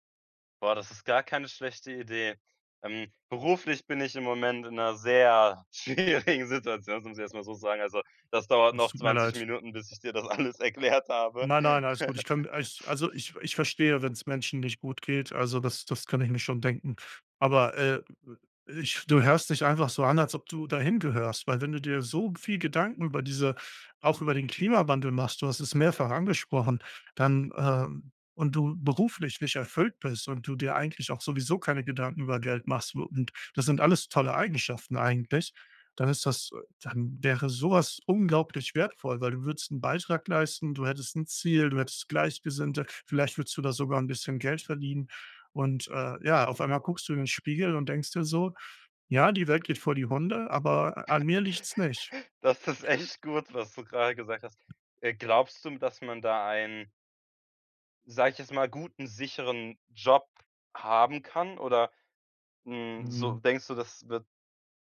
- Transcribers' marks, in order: stressed: "sehr"; laughing while speaking: "schwierigen"; laughing while speaking: "alles erklärt habe"; laugh; other background noise; giggle; laughing while speaking: "Das ist echt"; tapping
- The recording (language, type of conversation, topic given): German, advice, Warum habe ich das Gefühl, nichts Sinnvolles zur Welt beizutragen?